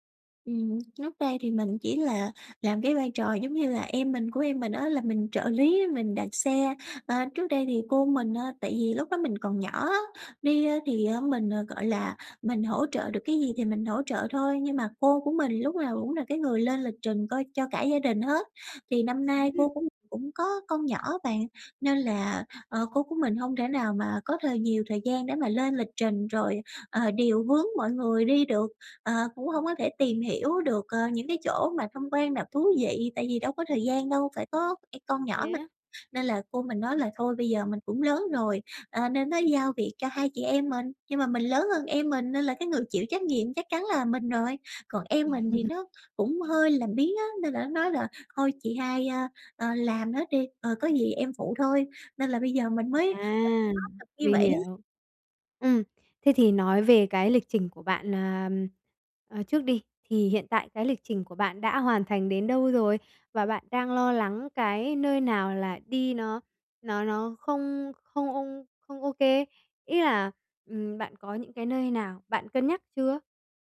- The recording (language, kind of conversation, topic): Vietnamese, advice, Làm sao để bớt lo lắng khi đi du lịch xa?
- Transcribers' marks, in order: unintelligible speech; laugh; tapping